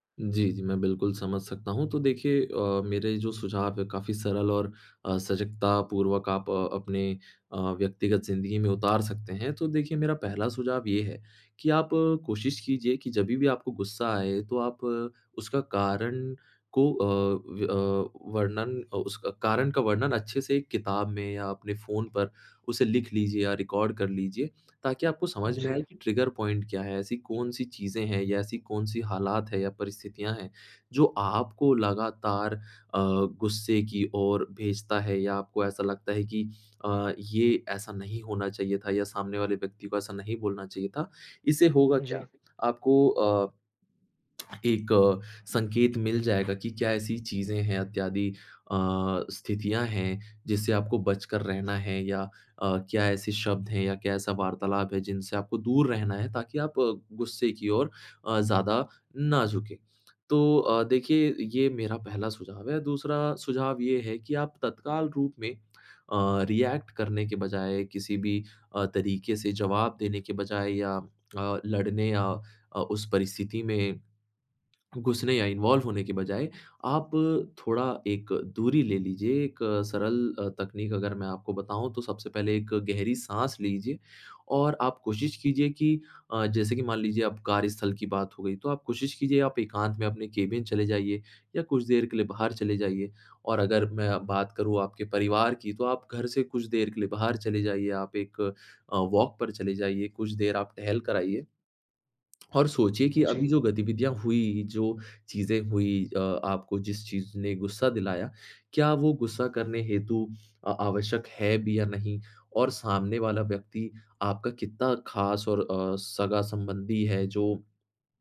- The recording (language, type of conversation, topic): Hindi, advice, जब मुझे अचानक गुस्सा आता है और बाद में अफसोस होता है, तो मैं इससे कैसे निपटूँ?
- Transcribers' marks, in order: in English: "रिकॉर्ड"; in English: "ट्रिगर पॉइंट"; tongue click; in English: "रिएक्ट"; in English: "इन्वॉल्व"; in English: "केबिन"; in English: "वॉक"; tongue click